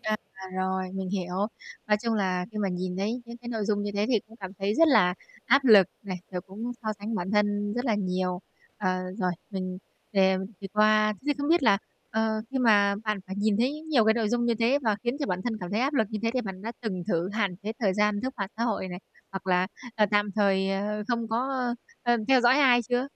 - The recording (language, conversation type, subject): Vietnamese, advice, Làm sao để không còn so sánh bản thân với người khác trên mạng xã hội nữa?
- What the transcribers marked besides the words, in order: distorted speech; unintelligible speech; tapping; other background noise